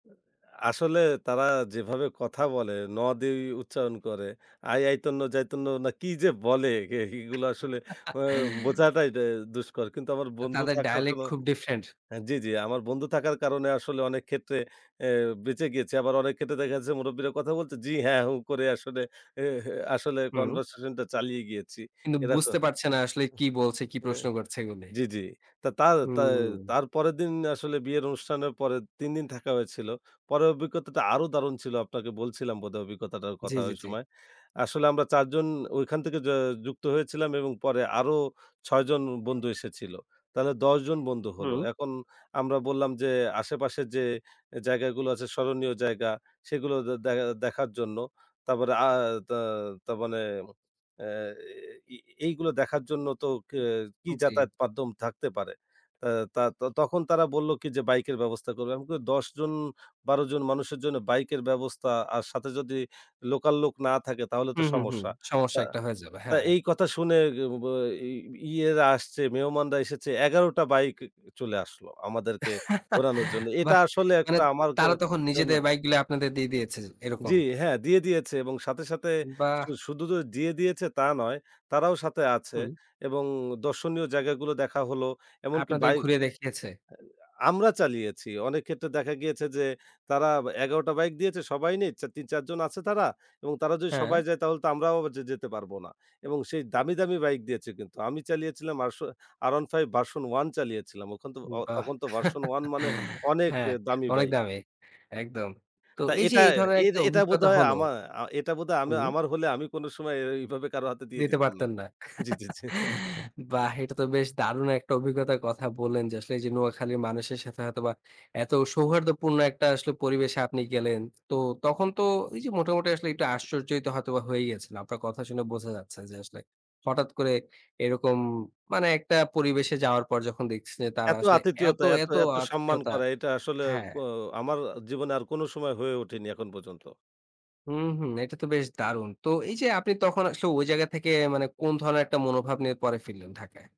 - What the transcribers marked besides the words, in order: other background noise; "এইগুলা" said as "এহিগুলা"; laugh; in English: "ডায়ালেক্ট"; in English: "ডিফারেন্ট"; in English: "কনভারসেশন"; drawn out: "হুম"; tapping; chuckle; unintelligible speech; laugh; chuckle
- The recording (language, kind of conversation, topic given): Bengali, podcast, নতুন শহরে গিয়ে প্রথমবার আপনার কেমন অনুভব হয়েছিল?